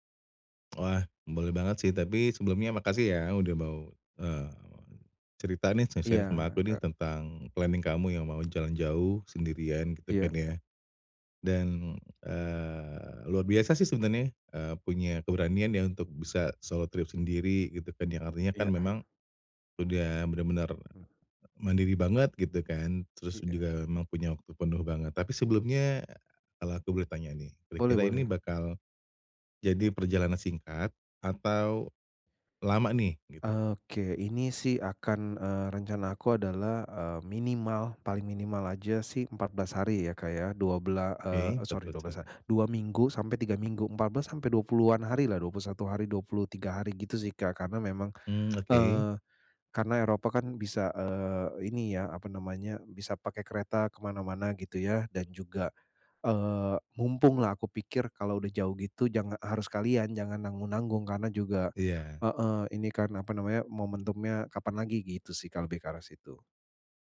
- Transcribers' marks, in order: in English: "sharing-sharing"; in English: "planning"; other background noise
- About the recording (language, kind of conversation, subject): Indonesian, advice, Bagaimana cara mengurangi kecemasan saat bepergian sendirian?